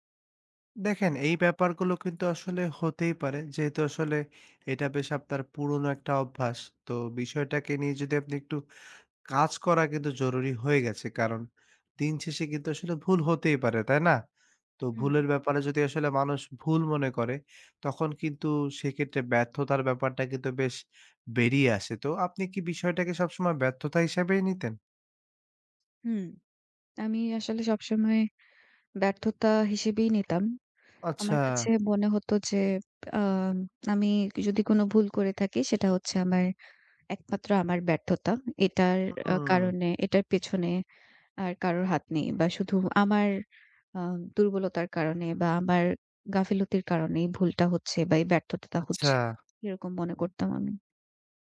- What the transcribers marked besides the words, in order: tapping
- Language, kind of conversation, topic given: Bengali, advice, জনসমক্ষে ভুল করার পর তীব্র সমালোচনা সহ্য করে কীভাবে মানসিক শান্তি ফিরিয়ে আনতে পারি?